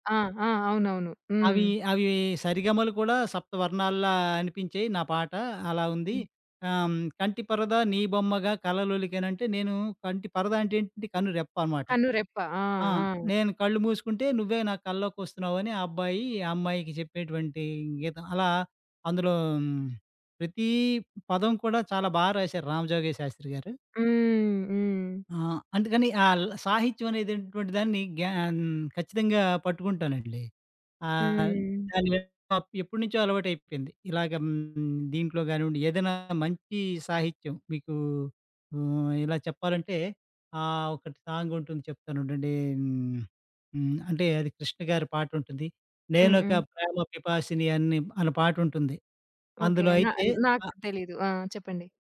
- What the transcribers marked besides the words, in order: other background noise; tapping; in English: "సాంగ్"
- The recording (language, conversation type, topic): Telugu, podcast, ప్రత్యక్ష సంగీత కార్యక్రమానికి ఎందుకు వెళ్తారు?